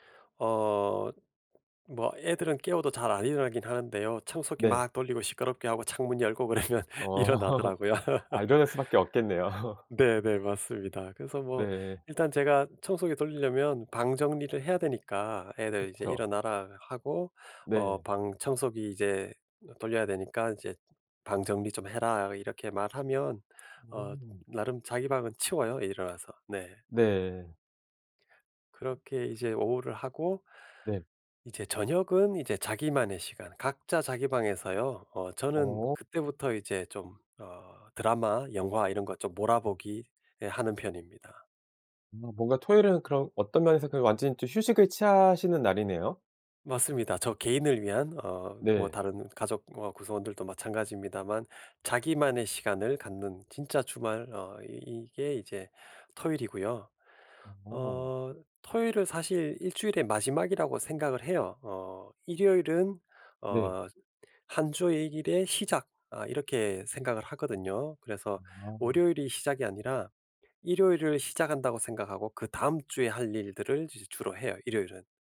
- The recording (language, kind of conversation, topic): Korean, podcast, 주말을 알차게 보내는 방법은 무엇인가요?
- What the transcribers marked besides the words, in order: other background noise; laugh; laughing while speaking: "그러면 일어나더라고요"; laugh